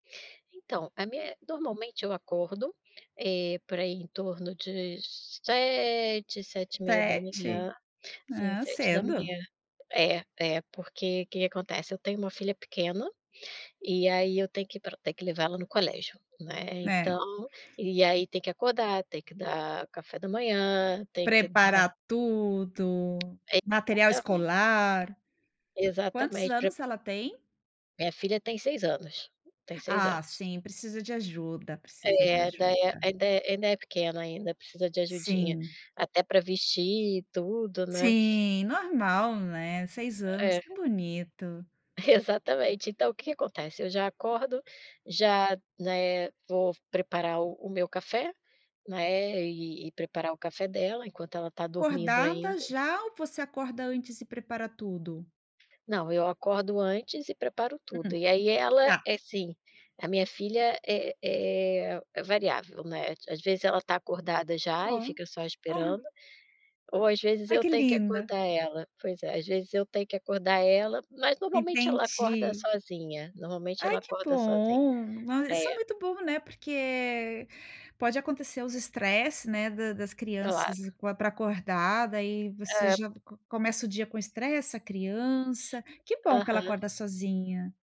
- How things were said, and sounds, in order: tapping
- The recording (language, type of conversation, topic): Portuguese, podcast, Como é sua rotina matinal?